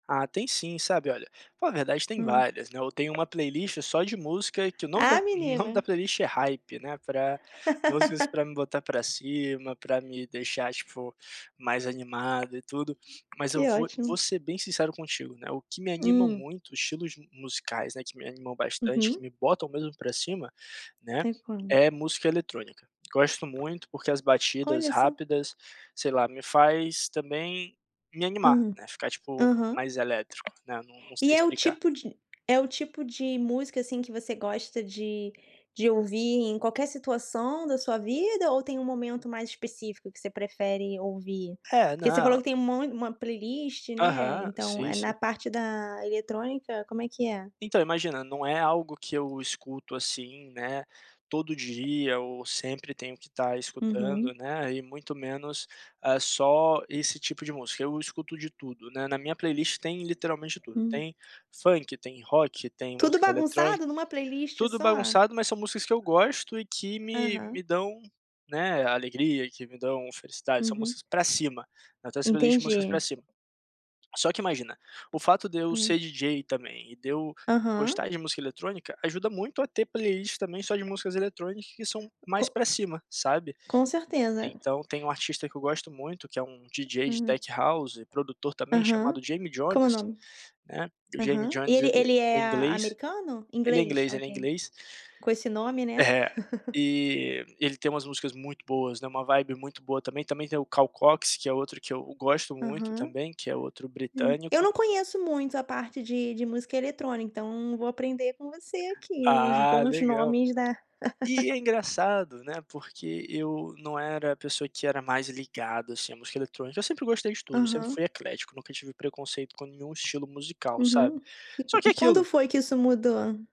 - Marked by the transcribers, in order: tapping; laugh; in English: "Hype"; in English: "tech house"; chuckle; in English: "vibe"; chuckle
- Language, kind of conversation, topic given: Portuguese, podcast, Tem alguma música que sempre te anima? Qual é?